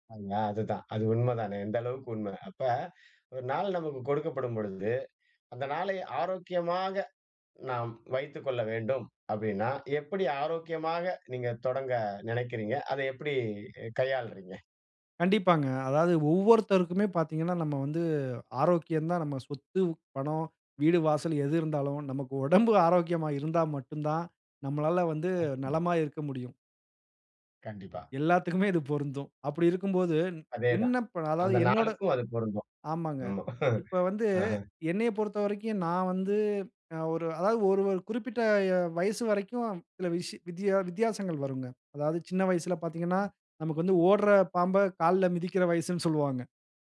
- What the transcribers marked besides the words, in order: other background noise; unintelligible speech; chuckle
- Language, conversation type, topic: Tamil, podcast, உங்கள் நாளை ஆரோக்கியமாகத் தொடங்க நீங்கள் என்ன செய்கிறீர்கள்?